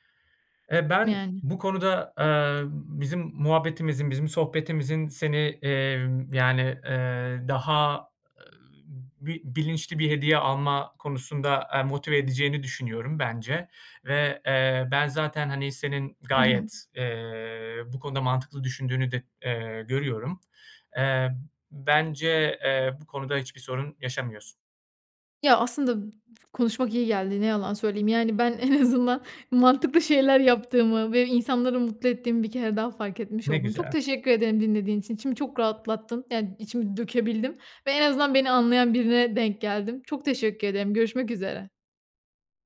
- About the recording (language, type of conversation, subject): Turkish, advice, Hediyeler için aşırı harcama yapıyor ve sınır koymakta zorlanıyor musunuz?
- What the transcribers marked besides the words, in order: tapping; other background noise; laughing while speaking: "en azından mantıklı şeyler yaptığımı"